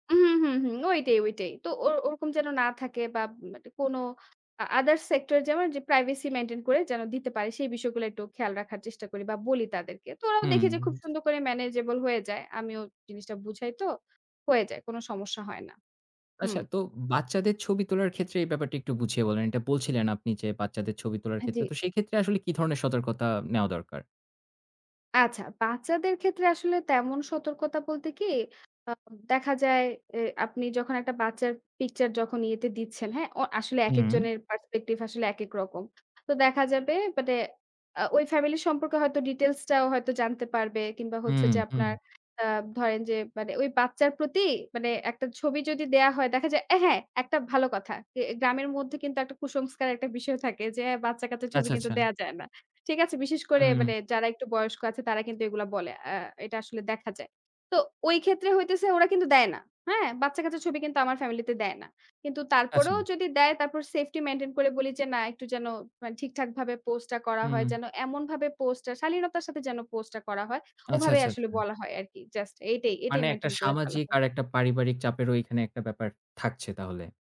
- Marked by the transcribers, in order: none
- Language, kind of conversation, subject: Bengali, podcast, অনলাইনে ব্যক্তিগত তথ্য শেয়ার করার তোমার সীমা কোথায়?